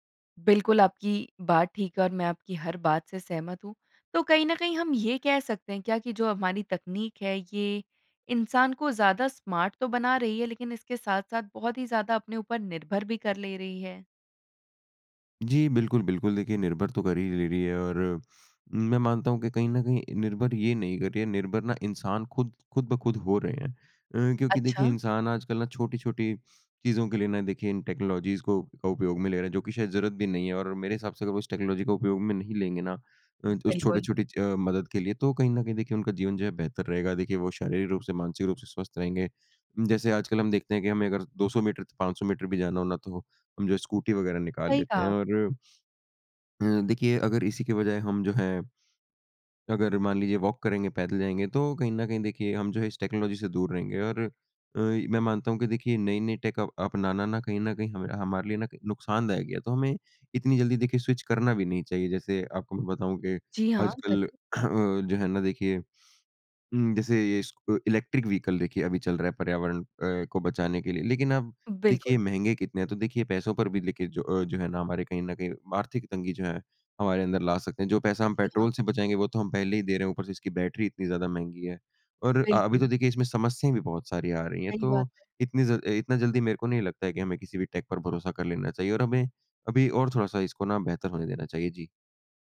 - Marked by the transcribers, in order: in English: "स्मार्ट"; in English: "टेक्नोलॉजीज़"; in English: "टेक्नोलॉजी"; in English: "वॉक"; in English: "टेक्नोलॉजी"; in English: "टेक"; in English: "स्विच"; in English: "इलेक्ट्रिक व्हीकल"; in English: "टेक"
- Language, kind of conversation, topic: Hindi, podcast, नयी तकनीक अपनाने में आपके अनुसार सबसे बड़ी बाधा क्या है?